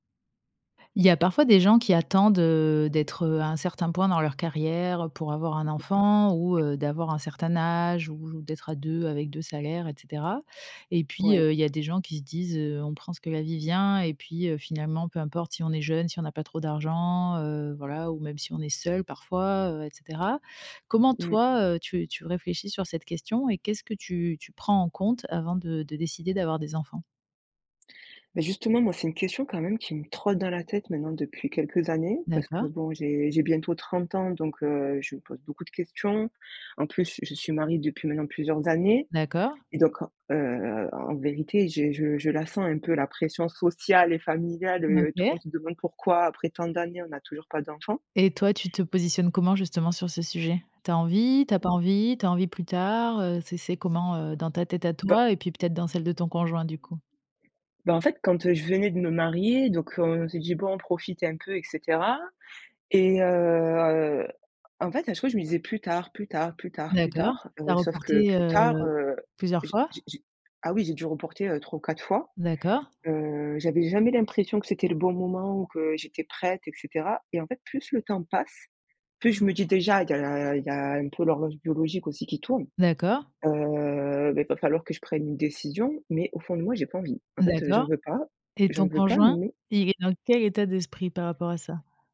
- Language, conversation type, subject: French, podcast, Quels critères prends-tu en compte avant de décider d’avoir des enfants ?
- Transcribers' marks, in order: throat clearing; other background noise; tapping; drawn out: "heu"; drawn out: "Heu"